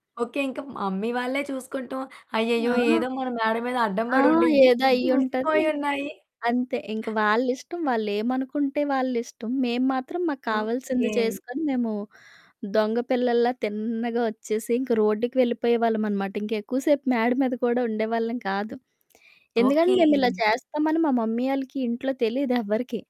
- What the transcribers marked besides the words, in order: static; in English: "మమ్మీ"; laughing while speaking: "నిలిచిపోయున్నాయి"; lip smack; in English: "మమ్మీ"
- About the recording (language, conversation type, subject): Telugu, podcast, మీకు వర్షంలో బయట నడవడం ఇష్టమా? ఎందుకు?